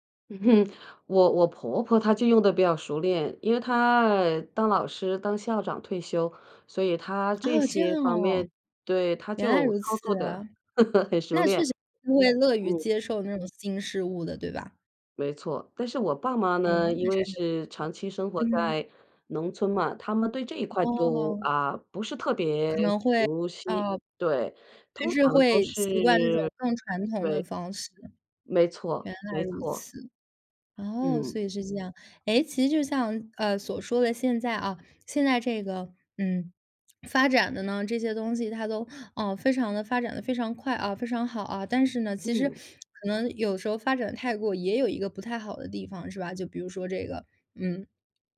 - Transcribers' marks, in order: chuckle; chuckle; other background noise
- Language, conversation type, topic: Chinese, podcast, 科技将如何改变老年人的生活质量？